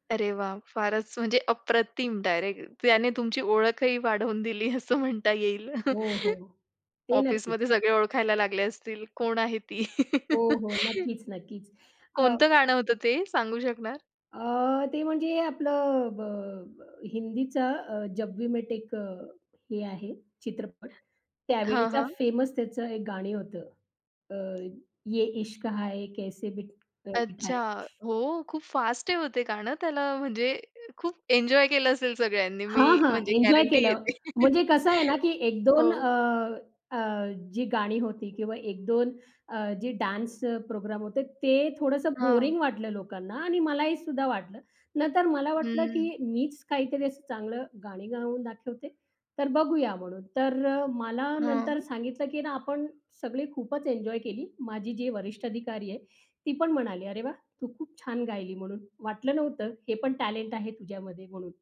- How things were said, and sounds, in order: in English: "डायरेक्ट"; laughing while speaking: "दिली असं म्हणता येईल"; chuckle; laughing while speaking: "ती?"; in Hindi: "जब"; in English: "वी मेट"; in Hindi: "ये इश्क हाय कैसे बिट त बिठाए"; in English: "फास्ट"; in English: "एन्जॉय"; laughing while speaking: "सगळ्यांनी मी म्हणजे गॅरंटी घेते. हो"; in English: "एन्जॉय"; in English: "गॅरंटी घेते"; in English: "डान्स प्रोग्राम"; in English: "बोरिंग"; in English: "एन्जॉय"; in English: "टॅलेंट"
- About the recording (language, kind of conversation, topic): Marathi, podcast, संगीताच्या माध्यमातून तुम्हाला स्वतःची ओळख कशी सापडते?